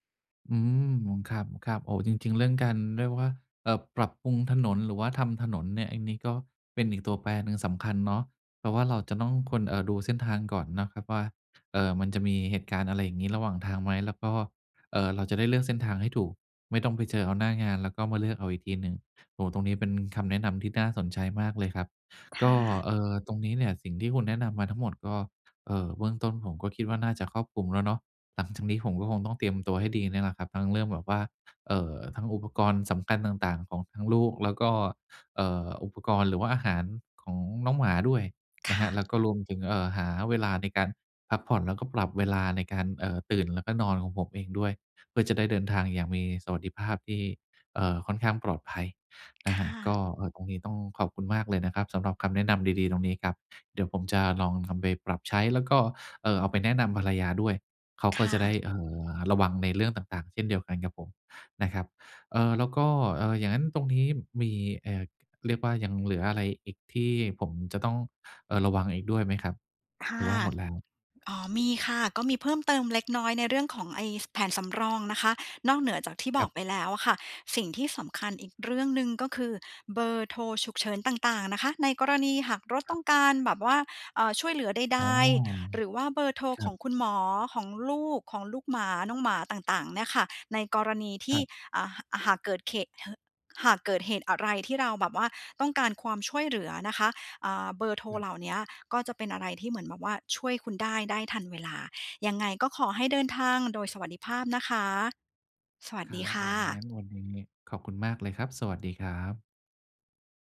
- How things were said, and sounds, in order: other background noise
- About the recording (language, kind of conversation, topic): Thai, advice, ควรเตรียมตัวอย่างไรเพื่อลดความกังวลเมื่อต้องเดินทางไปต่างจังหวัด?